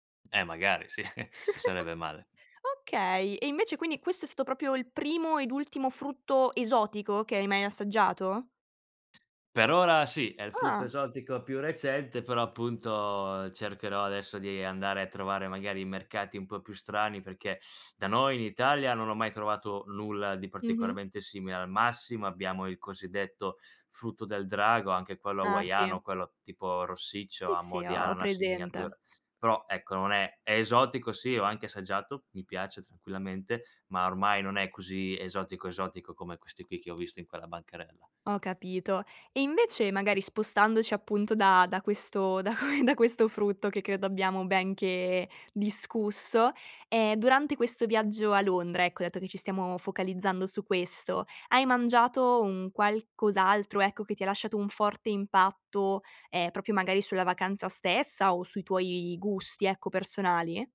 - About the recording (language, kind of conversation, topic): Italian, podcast, Hai una storia di viaggio legata a un cibo locale?
- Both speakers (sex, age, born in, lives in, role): female, 20-24, Italy, Italy, host; male, 25-29, Italy, Italy, guest
- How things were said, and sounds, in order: laughing while speaking: "sì"; chuckle; "proprio" said as "propio"; surprised: "Ah"; other background noise; laughing while speaking: "da que"